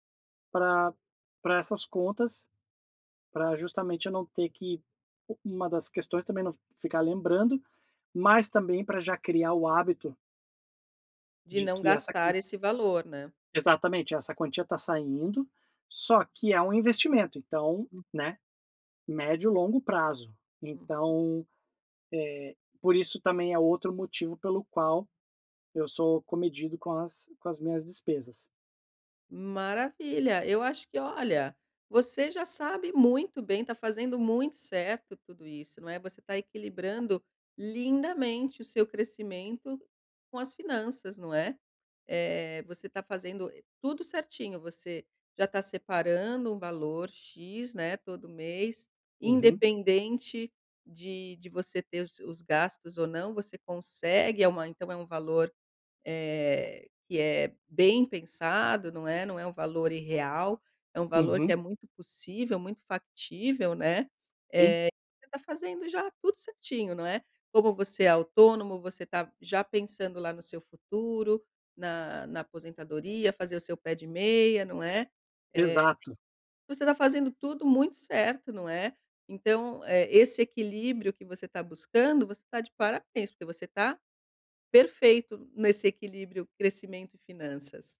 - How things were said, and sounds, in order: tapping
- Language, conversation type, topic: Portuguese, advice, Como equilibrar o crescimento da minha empresa com a saúde financeira?